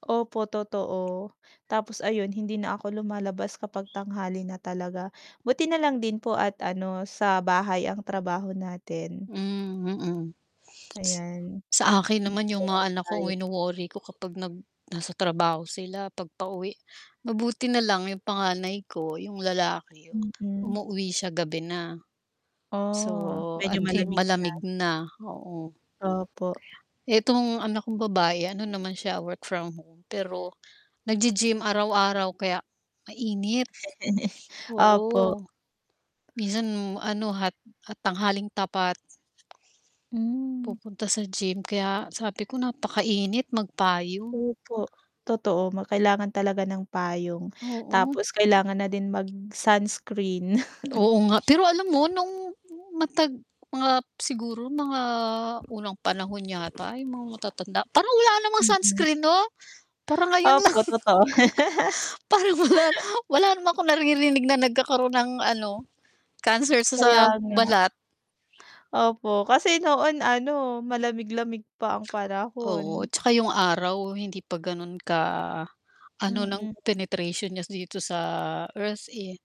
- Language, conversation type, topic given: Filipino, unstructured, Ano ang palagay mo sa epekto ng pag-init ng daigdig sa Pilipinas?
- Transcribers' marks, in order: tapping; other background noise; other animal sound; mechanical hum; static; distorted speech; chuckle; background speech; chuckle; laugh